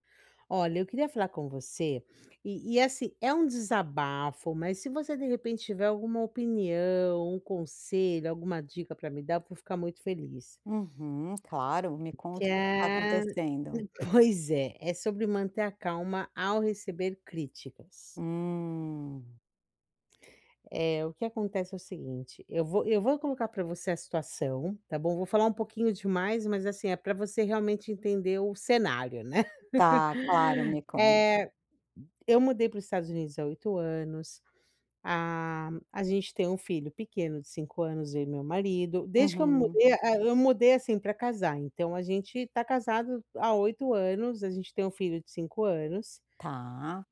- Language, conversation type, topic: Portuguese, advice, Como posso manter a calma ao receber críticas?
- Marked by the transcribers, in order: tapping; drawn out: "Hum"; laughing while speaking: "né"